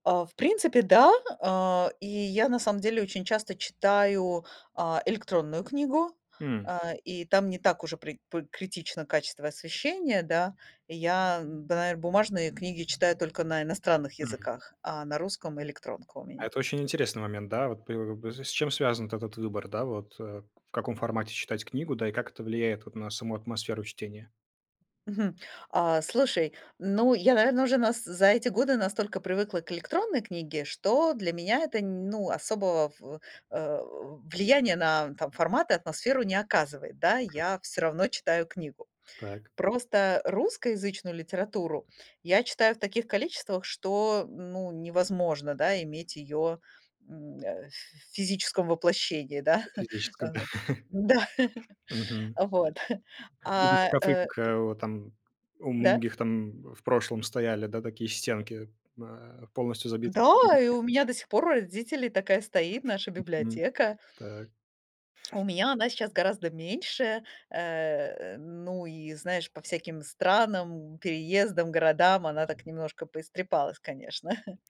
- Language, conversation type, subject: Russian, podcast, Как создать уютный уголок для чтения и отдыха?
- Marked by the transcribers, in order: other noise; chuckle; laughing while speaking: "да"; unintelligible speech; other background noise; tapping; chuckle